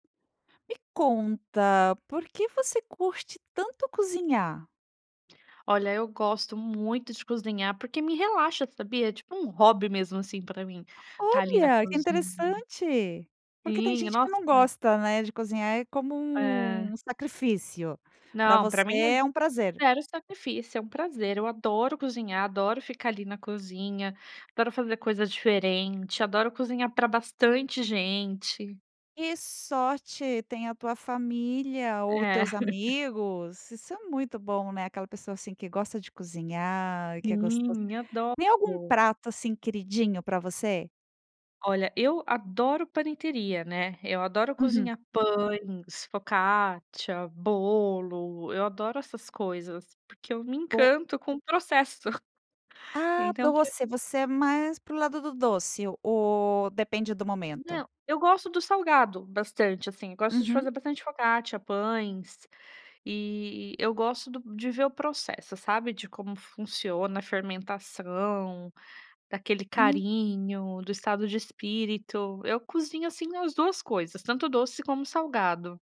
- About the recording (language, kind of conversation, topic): Portuguese, podcast, Por que você gosta de cozinhar?
- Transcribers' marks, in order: laugh; in Italian: "panetteria"; in Italian: "focaccia"; chuckle; unintelligible speech; in Italian: "focaccia"